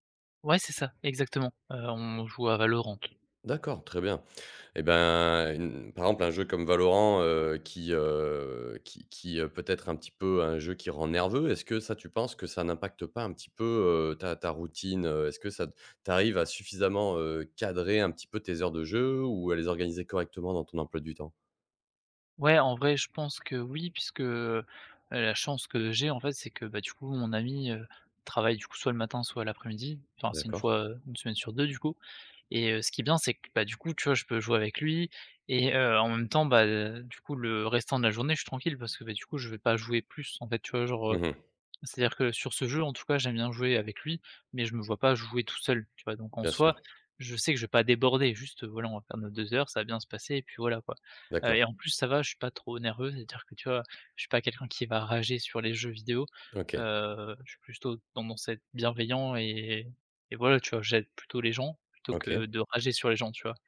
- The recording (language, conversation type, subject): French, advice, Pourquoi m'est-il impossible de commencer une routine créative quotidienne ?
- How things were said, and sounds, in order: none